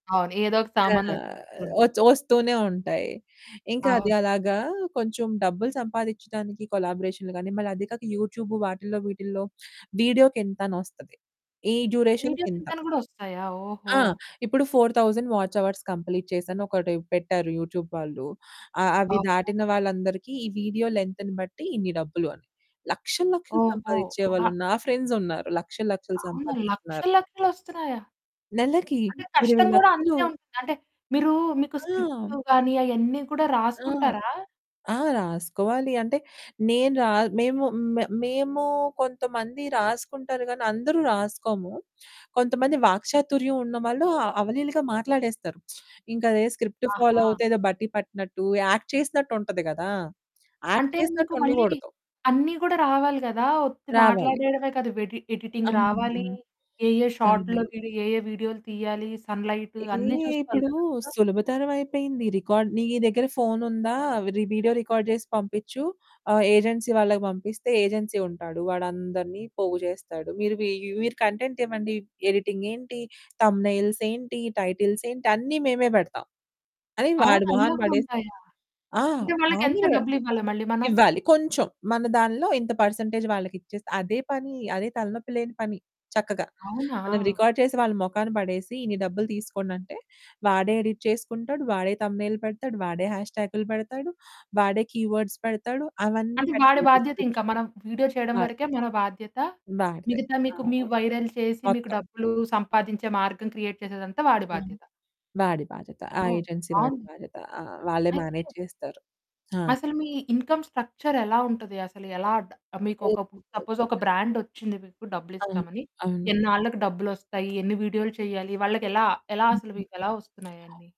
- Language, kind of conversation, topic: Telugu, podcast, ఇన్ఫ్లుఎన్సర్‌లు డబ్బు ఎలా సంపాదిస్తారు?
- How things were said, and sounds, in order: distorted speech; in English: "యూట్యూబ్"; in English: "డ్యూరేషన్‌కింత"; in English: "వీడియోకింతని"; in English: "ఫోర్ థౌజండ్ వాచ్ అవర్స్ కంప్లీట్"; in English: "యూట్యూబ్"; in English: "వీడియో లెంత్‌ని"; in English: "ఫ్రెండ్స్"; in English: "స్క్రిప్ట్"; in English: "స్క్రిప్ట్ ఫాలో"; in English: "యాక్ట్"; in English: "యాక్ట్"; in English: "వెడి ఎడిటింగ్"; in English: "షాట్‌లోకెళ్ళి"; in English: "సన్ లైట్"; in English: "రికార్డ్"; in English: "వీడియో రికార్డ్"; in English: "ఏజెన్సీ"; in English: "ఏజెన్సీ"; in English: "కంటెంట్"; in English: "ఎడిటింగ్"; in English: "థంబ్నెయిల్స్"; in English: "టైటిల్స్"; in English: "పర్సెంటేజ్"; in English: "రికార్డ్"; in English: "ఎడిట్"; in English: "థంబ్నెయిల్"; in English: "కీవర్డ్స్"; in English: "డిస్క్రిప్షన్"; in English: "వైరల్"; tapping; in English: "క్రియేట్"; other background noise; in English: "ఏజెన్సీ"; in English: "మేనేజ్"; in English: "ఇన్కమ్ స్ట్రక్చర్"; in English: "సపోజ్"; unintelligible speech; in English: "బ్రాండ్"